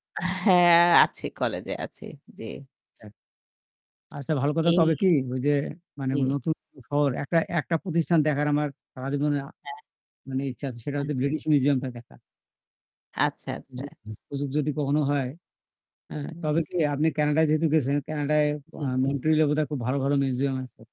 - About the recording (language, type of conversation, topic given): Bengali, unstructured, আপনি নতুন কোনো শহর বা দেশে ভ্রমণে গেলে সাধারণত কী কী ভাবেন?
- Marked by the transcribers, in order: static; tapping; distorted speech; unintelligible speech; "হচ্ছে" said as "হচে"; other background noise; unintelligible speech